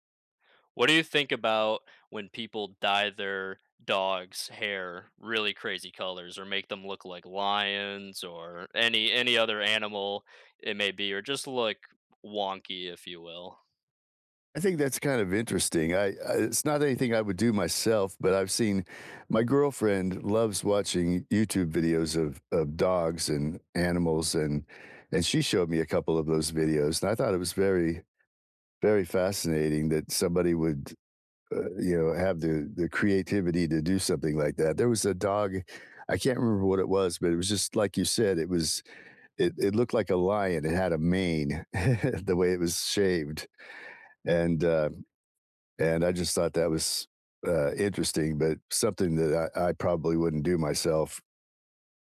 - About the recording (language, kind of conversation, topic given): English, unstructured, What makes pets such good companions?
- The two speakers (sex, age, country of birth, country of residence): male, 20-24, United States, United States; male, 60-64, United States, United States
- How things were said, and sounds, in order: chuckle